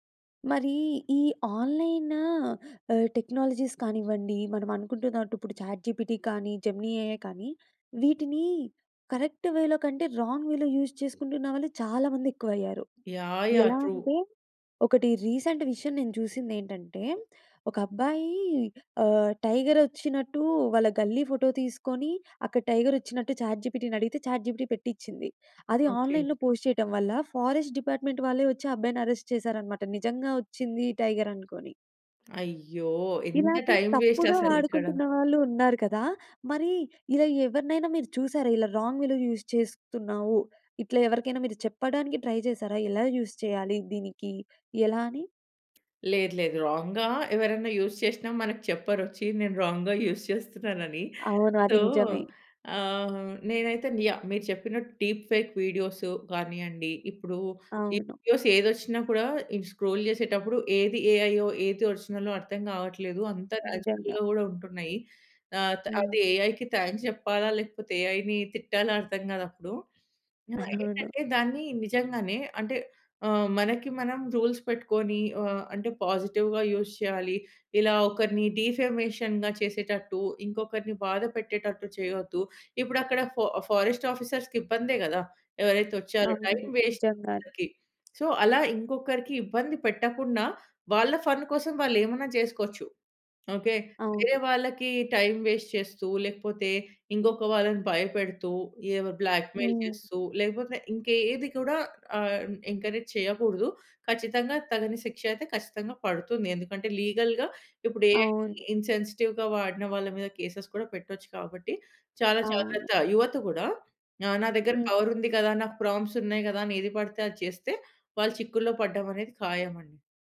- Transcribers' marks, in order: in English: "ఆన్‌లైన్"; in English: "టెక్నాలజీస్"; in English: "చాట్ జీపిటీ"; in English: "జెమినీ ఎ‌ఐ"; in English: "కరెక్ట్ వే‌లో"; in English: "రాంగ్ వే‌లో యూజ్"; in English: "రీసెంట్"; in English: "ట్రూ"; in English: "టైగర్"; in English: "టైగర్"; in English: "చాట్ జిపిటి‌ని"; in English: "చాట్ జిపిటి"; in English: "ఆన్‌లైన్‌లో పోస్ట్"; in English: "ఫారెస్ట్ డిపార్ట్మెంట్"; in English: "అరెస్ట్"; in English: "టైగర్"; tapping; in English: "వేస్ట్"; in English: "రాంగ్ వేలో యూజ్"; in English: "ట్రై"; in English: "యూజ్"; in English: "రాంగ్‌గా"; in English: "యూజ్"; in English: "రాంగ్‌గా యూజ్"; in English: "సో"; in English: "డీప్ ఫేక్"; in English: "వీడియోస్"; in English: "స్క్రోల్"; in English: "ఏఐయో"; in English: "న్యాచురల్‌గా"; in English: "ఏఐకి"; in English: "ఏఐని"; chuckle; in English: "రూల్స్"; in English: "పాజిటివ్‌గా యూజ్"; in English: "డీఫెమేషన్‌గా"; in English: "ఫొ ఫారెస్ట్ ఆఫీసర్స్‌కిబ్బందే"; in English: "వేస్ట్"; in English: "సో"; other background noise; in English: "ఫన్"; in English: "వేస్ట్"; in English: "బ్లాక్‌మెయిల్"; in English: "ఎంకరేజ్"; in English: "లీగల్‌గా"; in English: "ఏఐని ఇన్‌సెన్సిటివ్‌గా"; in English: "కేసెస్"; in English: "ప్రాంప్ట్స్"
- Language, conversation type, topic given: Telugu, podcast, ఆన్‌లైన్ మద్దతు దీర్ఘకాలంగా బలంగా నిలవగలదా, లేక అది తాత్కాలికమేనా?
- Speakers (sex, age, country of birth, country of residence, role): female, 20-24, India, India, host; female, 30-34, India, India, guest